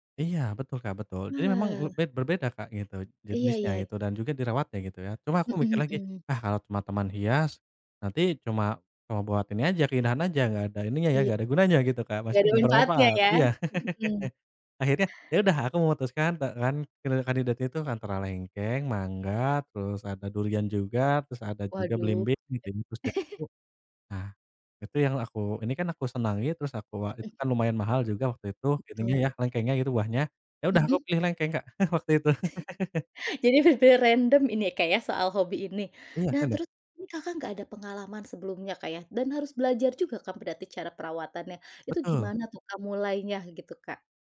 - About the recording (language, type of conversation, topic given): Indonesian, podcast, Bagaimana cara memulai hobi baru tanpa takut gagal?
- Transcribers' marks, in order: tapping; laugh; other background noise; chuckle; chuckle; laugh